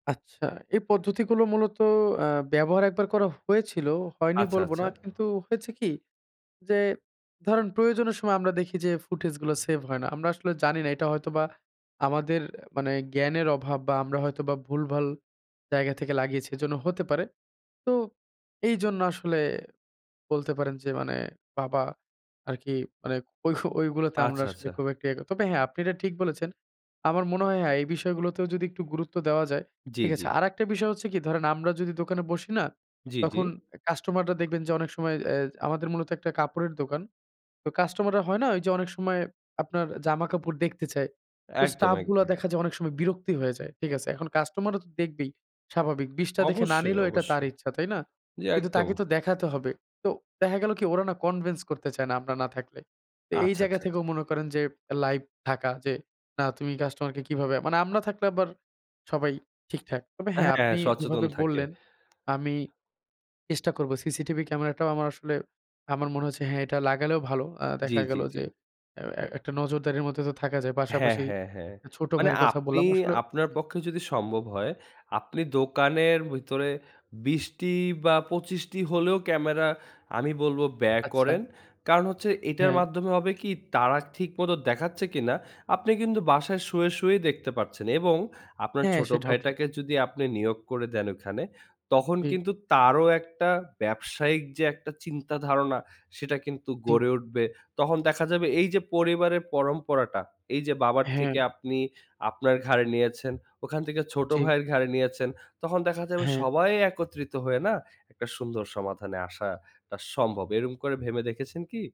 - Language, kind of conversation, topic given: Bengali, advice, ব্যবসা দ্রুত বেড়েছে—কাজ ও ব্যক্তিগত জীবনের ভারসাম্য রেখে চাপ মোকাবেলা
- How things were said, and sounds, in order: "এরকম" said as "এরম"